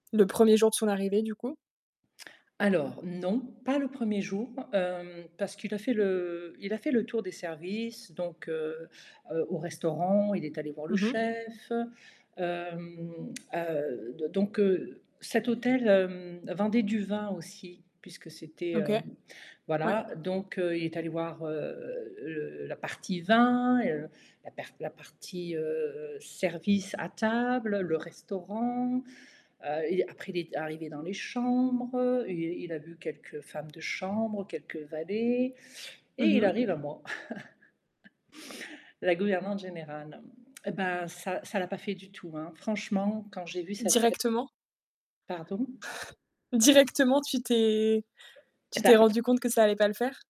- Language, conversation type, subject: French, podcast, Quand tu sais qu'il est temps de quitter un boulot ?
- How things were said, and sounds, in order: tsk; other background noise; chuckle; distorted speech; chuckle